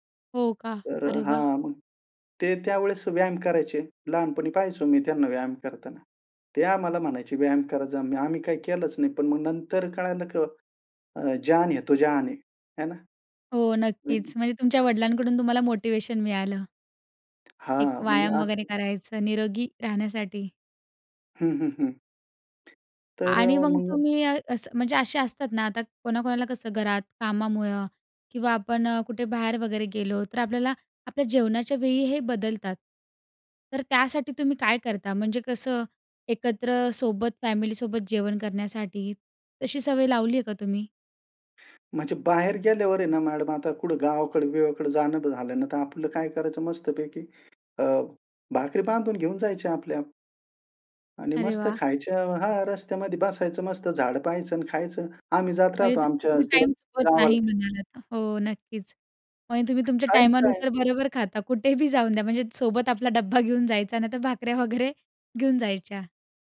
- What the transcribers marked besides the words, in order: in Hindi: "जान है तो जहान है. हे ना?"; unintelligible speech; tapping; other noise; unintelligible speech; laughing while speaking: "डब्बा घेऊन जायचा. नाहीतर भाकऱ्या वगैरे घेऊन जायच्या"
- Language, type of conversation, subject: Marathi, podcast, कुटुंबात निरोगी सवयी कशा रुजवता?